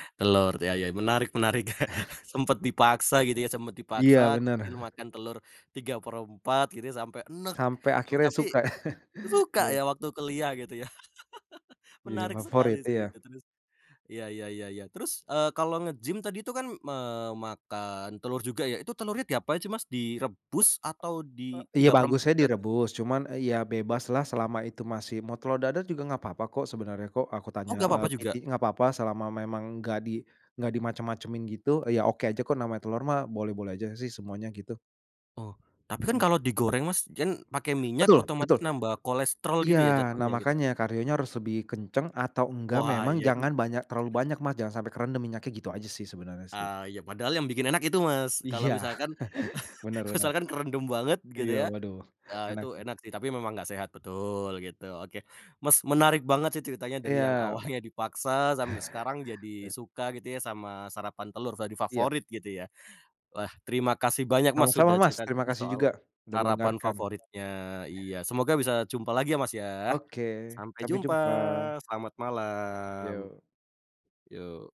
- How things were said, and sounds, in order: chuckle; chuckle; laugh; tapping; in English: "PT"; chuckle
- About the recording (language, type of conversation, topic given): Indonesian, podcast, Apa sarapan favoritmu, dan kenapa kamu memilihnya?